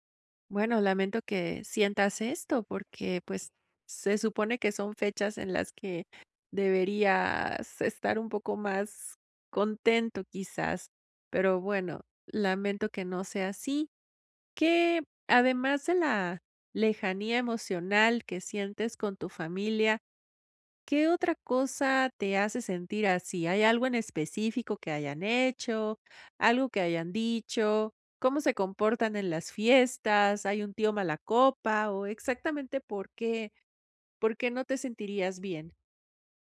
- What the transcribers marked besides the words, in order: none
- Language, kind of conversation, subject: Spanish, advice, ¿Cómo puedo aprender a disfrutar las fiestas si me siento fuera de lugar?